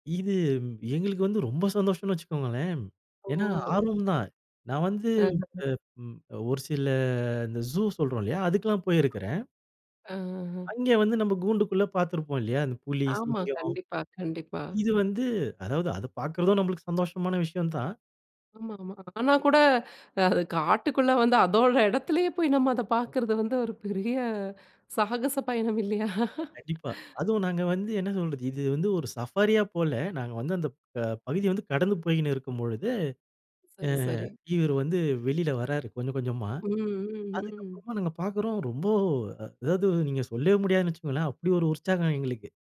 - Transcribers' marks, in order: tapping; joyful: "ரொம்ப சந்தோஷம்னு வச்சுக்கோங்களேன்"; drawn out: "ஓ!"; other background noise; drawn out: "சில"; laughing while speaking: "அது காட்டுக்குள்ள வந்து அதோட இடத்திலேயே … சாகச பயணம் இல்லையா?"
- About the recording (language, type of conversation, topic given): Tamil, podcast, பசுமைச் சூழலில் வனவிலங்குகளை சந்தித்த உங்கள் பயண அனுபவத்தைப் பகிர முடியுமா?